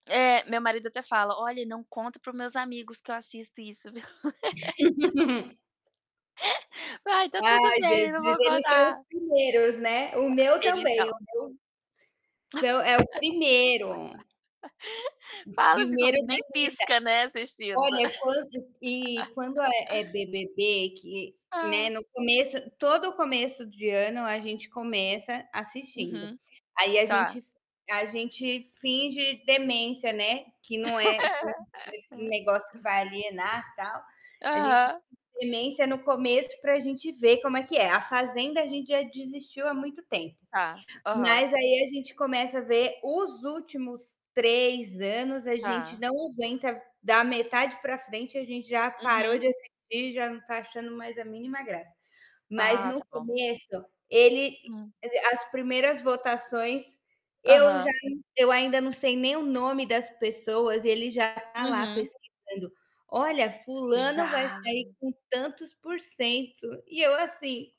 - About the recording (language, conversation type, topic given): Portuguese, unstructured, Você acha que os programas de reality invadem demais a privacidade dos participantes?
- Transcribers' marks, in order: laugh; tapping; laughing while speaking: "Vai, tá tudo bem, não vou contar"; distorted speech; laugh; laugh; laugh